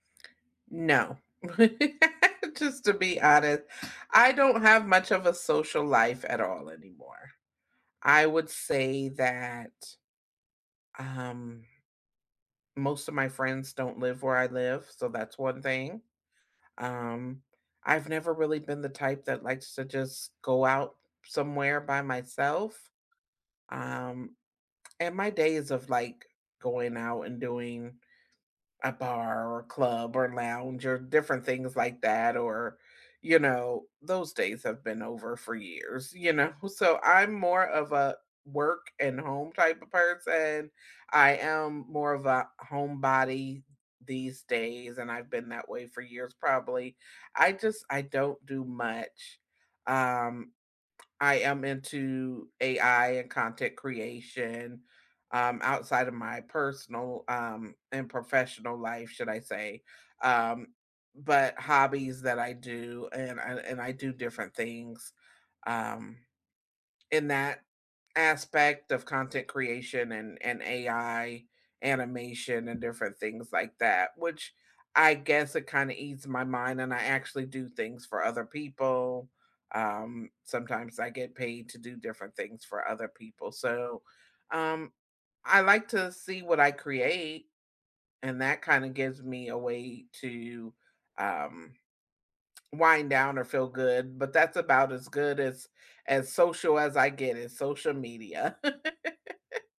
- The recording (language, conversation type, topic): English, unstructured, How do you recharge after a draining week?
- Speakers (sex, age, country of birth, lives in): female, 40-44, United States, United States; female, 45-49, United States, United States
- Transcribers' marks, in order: laugh; tapping; laughing while speaking: "know?"; other background noise; laugh